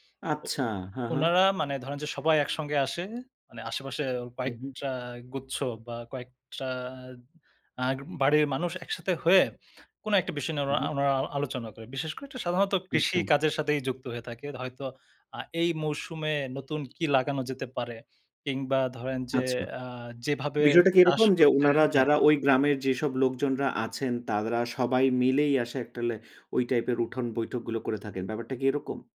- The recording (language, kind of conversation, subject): Bengali, podcast, স্থানীয় কোনো বাড়িতে অতিথি হয়ে গেলে আপনার অভিজ্ঞতা কেমন ছিল?
- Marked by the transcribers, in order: none